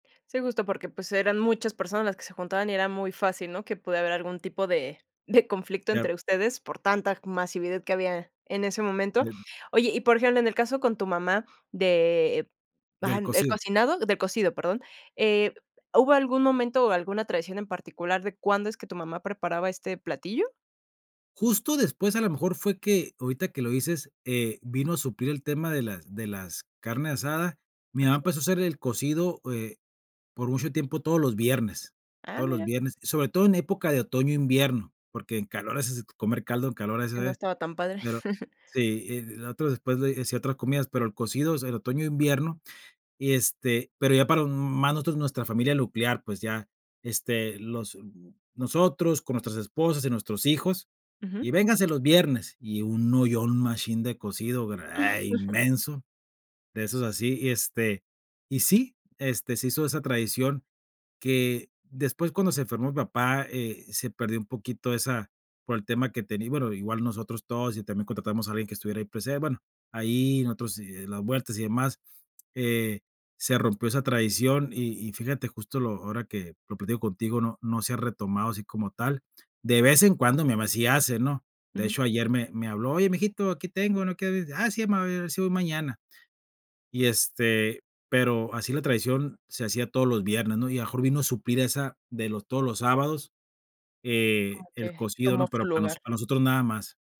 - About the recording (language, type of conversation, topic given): Spanish, podcast, ¿Qué papel juega la comida en tu identidad familiar?
- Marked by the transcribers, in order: giggle; chuckle; laugh; other background noise; unintelligible speech